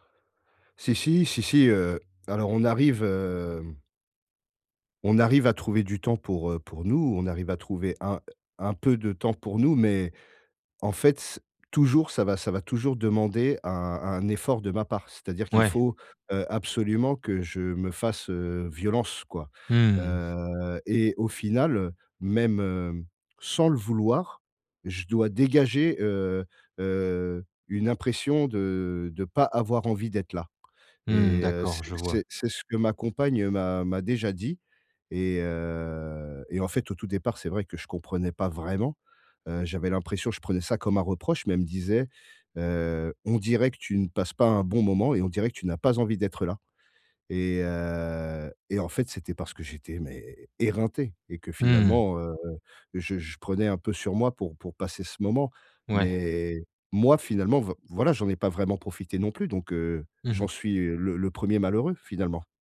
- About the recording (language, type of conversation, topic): French, advice, Comment gérer la culpabilité liée au déséquilibre entre vie professionnelle et vie personnelle ?
- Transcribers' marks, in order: drawn out: "hem"; drawn out: "heu"; stressed: "éreinté"; other background noise